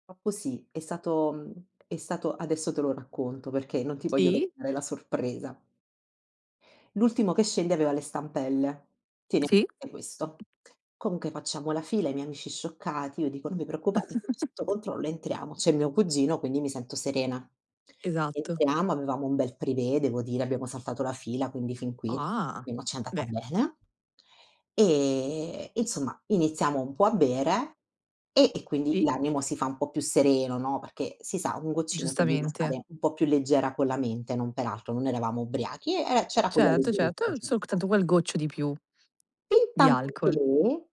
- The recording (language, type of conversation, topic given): Italian, podcast, Mi racconti di un incontro casuale che ha avuto conseguenze sorprendenti?
- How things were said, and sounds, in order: other background noise; unintelligible speech; "Comunque" said as "comunche"; tapping; chuckle; unintelligible speech